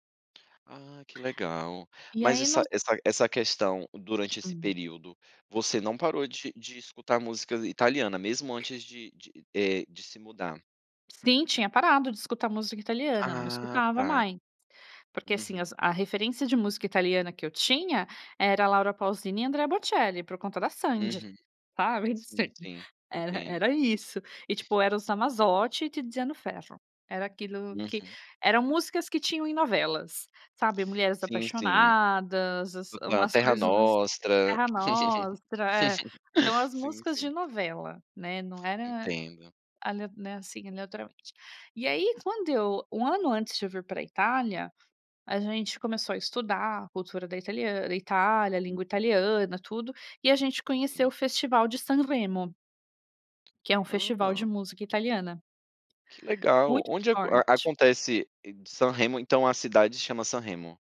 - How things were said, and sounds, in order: tapping; chuckle
- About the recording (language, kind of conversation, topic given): Portuguese, podcast, Como a migração da sua família influenciou o seu gosto musical?